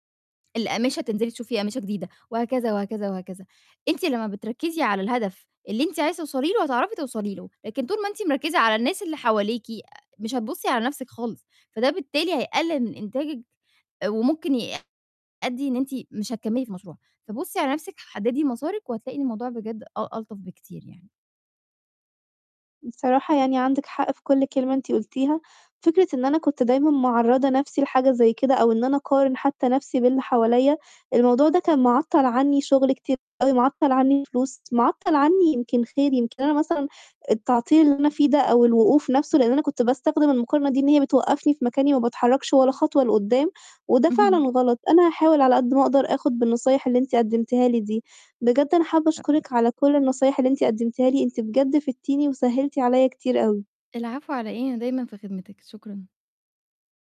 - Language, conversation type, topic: Arabic, advice, إزاي أقدر أبطل أقارن نفسي بالناس عشان المقارنة دي معطّلة إبداعي؟
- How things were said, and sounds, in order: distorted speech; unintelligible speech